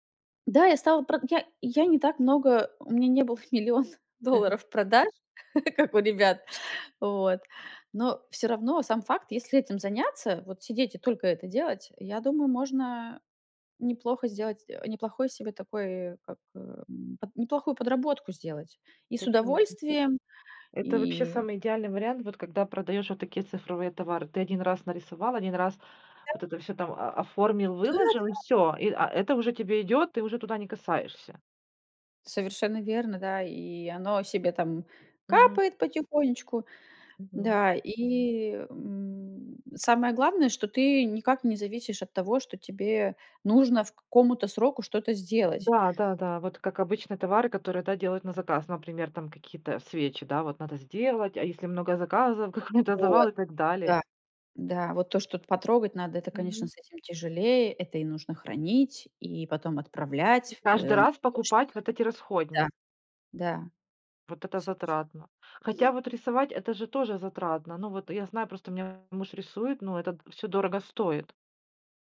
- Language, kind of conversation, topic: Russian, podcast, Какие хобби можно начать без больших вложений?
- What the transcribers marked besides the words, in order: tapping; laugh; other background noise; background speech; laughing while speaking: "какой-то"; unintelligible speech